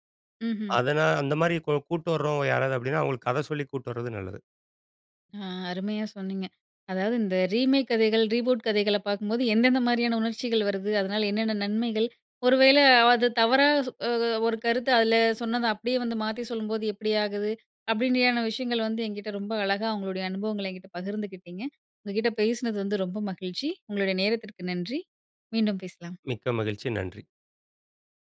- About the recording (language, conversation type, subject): Tamil, podcast, புதிய மறுஉருவாக்கம் அல்லது மறுதொடக்கம் பார்ப்போதெல்லாம் உங்களுக்கு என்ன உணர்வு ஏற்படுகிறது?
- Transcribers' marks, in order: in English: "ரீமேக்"; in English: "ரீபூட்"; "அப்படீன்ற மாதிரியான" said as "அப்படீன்றயான"